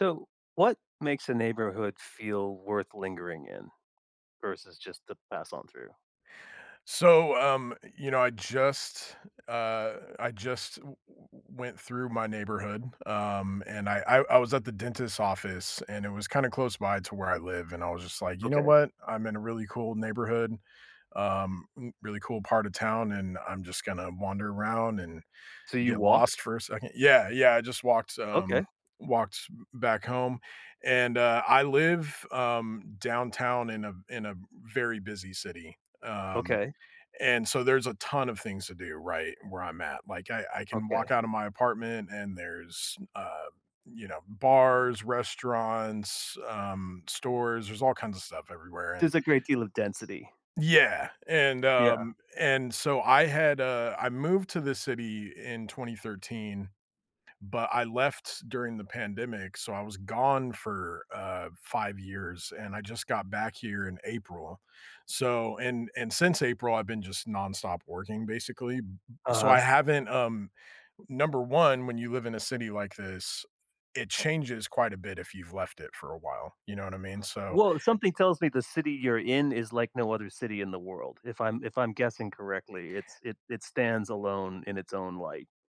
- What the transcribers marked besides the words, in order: none
- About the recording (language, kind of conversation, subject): English, unstructured, How can I make my neighborhood worth lingering in?